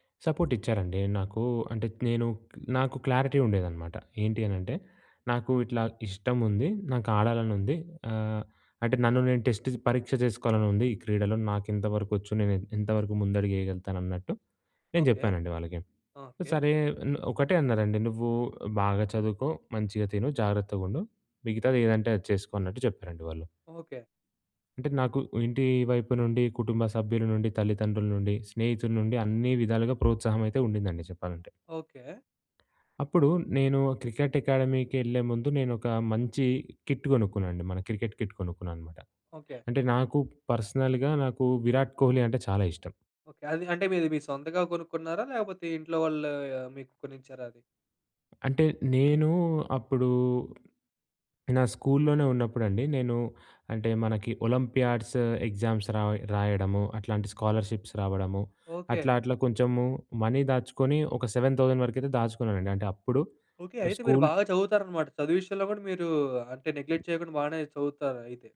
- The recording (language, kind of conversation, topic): Telugu, podcast, ఒక చిన్న సహాయం పెద్ద మార్పు తేవగలదా?
- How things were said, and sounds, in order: in English: "సపోర్ట్"; tapping; in English: "క్లారిటీ"; in English: "టెస్ట్"; in English: "అకాడమీకి"; in English: "కిట్"; in English: "క్రికెట్ కిట్"; in English: "పర్సనల్‌గా"; other background noise; in English: "స్కూల్‌లోనే"; in English: "ఒలంపియాడ్స్ ఎగ్జామ్స్"; in English: "స్కాలర్షిప్స్"; in English: "సెవెన్ తౌసండ్"; in English: "స్కూల్"; in English: "నెగ్లెక్ట్"